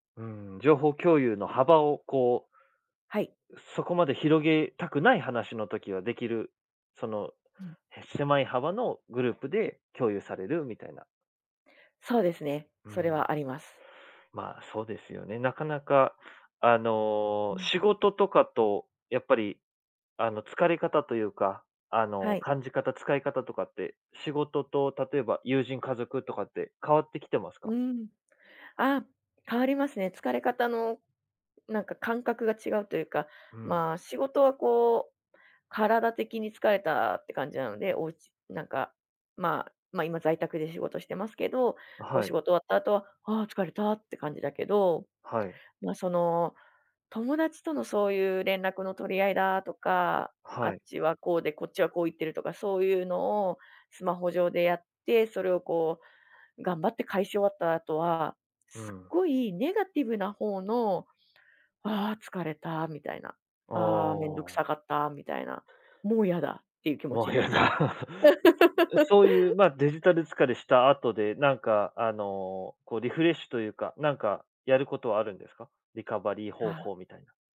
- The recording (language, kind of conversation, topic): Japanese, podcast, デジタル疲れと人間関係の折り合いを、どのようにつければよいですか？
- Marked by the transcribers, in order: laughing while speaking: "もうやだ"; laugh